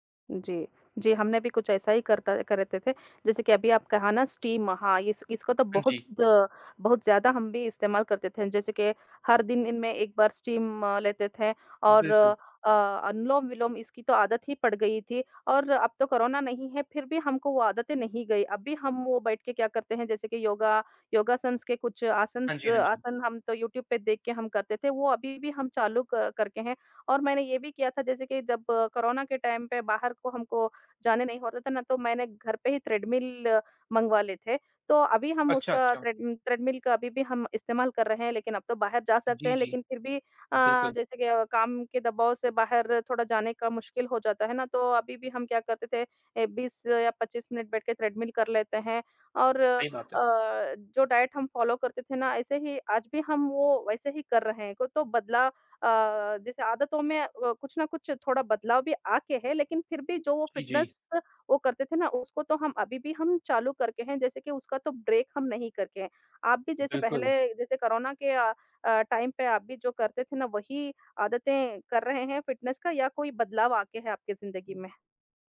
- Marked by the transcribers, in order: in English: "स्टीम"; in English: "स्टीम"; in English: "योगासन्स"; in English: "टाइम"; in English: "डाइट"; in English: "फ़ॉलो"; in English: "फ़िटनेस"; in English: "ब्रेक"; in English: "टाइम"; in English: "फ़िटनेस"; other background noise
- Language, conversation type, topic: Hindi, unstructured, क्या कोरोना के बाद आपकी फिटनेस दिनचर्या में कोई बदलाव आया है?